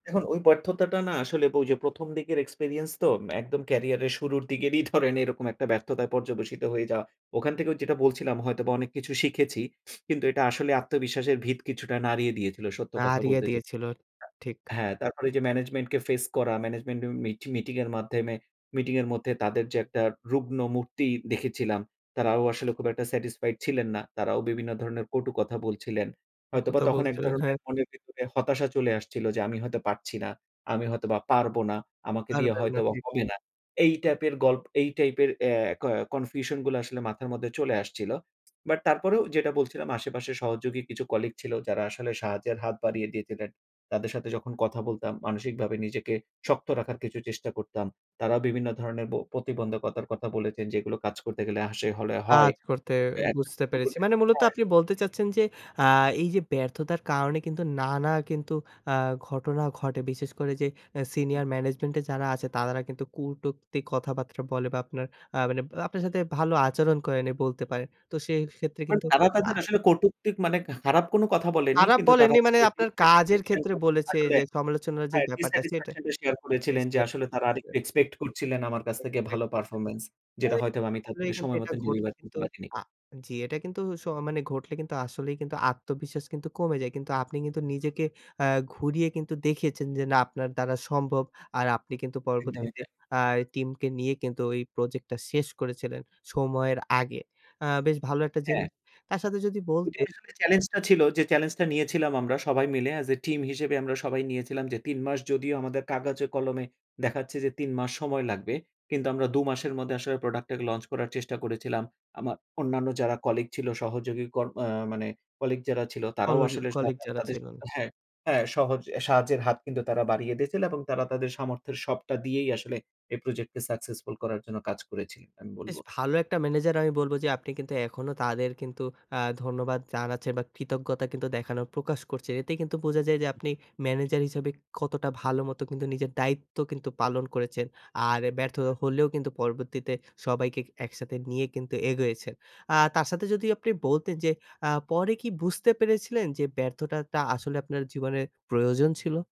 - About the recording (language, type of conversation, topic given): Bengali, podcast, একটি ব্যর্থতার গল্প বলুন—সেই অভিজ্ঞতা থেকে আপনি কী শিখেছিলেন?
- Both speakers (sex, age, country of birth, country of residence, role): male, 25-29, Bangladesh, Bangladesh, host; male, 35-39, Bangladesh, Finland, guest
- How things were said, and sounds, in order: in English: "experience"; tapping; other background noise; "মাধ্যমে" said as "মাধ্যেমে"; in English: "satisfied"; in English: "confusion"; unintelligible speech; in English: "dissatisfaction"; in English: "dissatisfaction"; unintelligible speech; "তাদেরকে" said as "তাদেদে"; in English: "as a team"; "কাগজে" said as "কাগাজে"